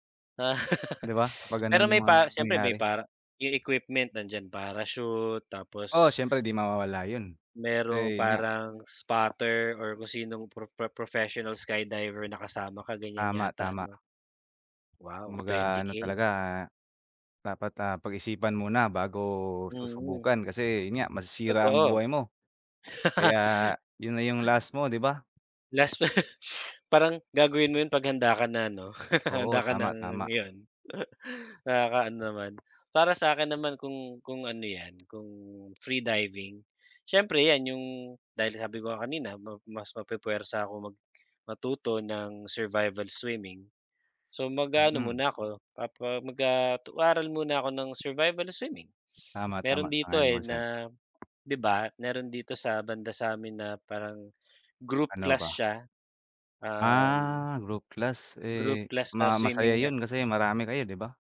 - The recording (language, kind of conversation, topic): Filipino, unstructured, Anong uri ng pakikipagsapalaran ang pinakagusto mong subukan?
- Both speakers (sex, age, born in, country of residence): male, 25-29, Philippines, Philippines; male, 40-44, Philippines, Philippines
- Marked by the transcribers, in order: laugh; tapping; other background noise; laugh; laughing while speaking: "pa"; laugh; chuckle